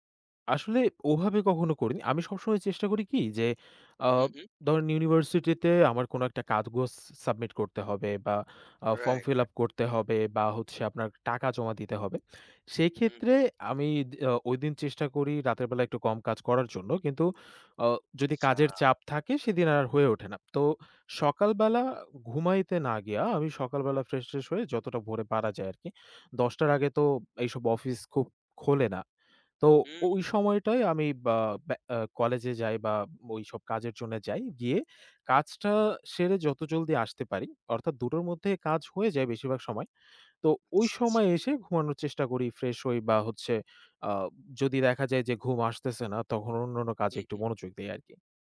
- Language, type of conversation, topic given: Bengali, podcast, কাজ ও ব্যক্তিগত জীবনের ভারসাম্য বজায় রাখতে আপনি কী করেন?
- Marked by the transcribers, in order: other background noise; "কাগজ" said as "কাদগজ"; tapping; "গিয়ে" said as "গিয়া"